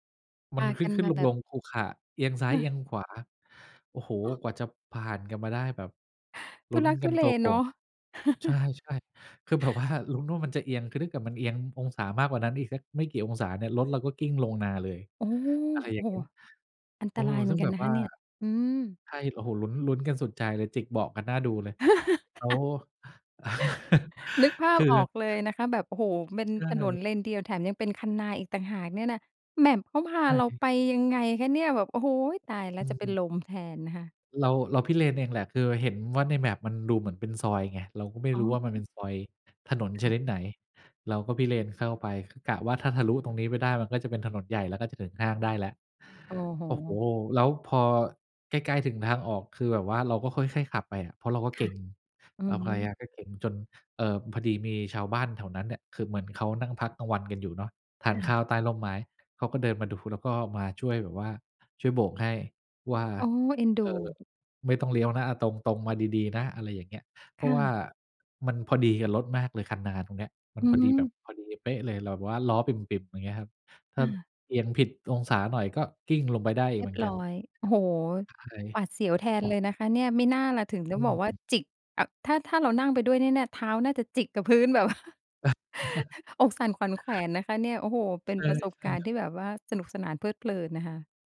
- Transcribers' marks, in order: chuckle; laughing while speaking: "แบบว่า"; laugh; chuckle; in English: "Map"; in English: "Map"; unintelligible speech; laughing while speaking: "แบบว่า"; chuckle; other noise; chuckle; tapping
- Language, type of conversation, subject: Thai, podcast, มีช่วงไหนที่คุณหลงทางแล้วได้บทเรียนสำคัญไหม?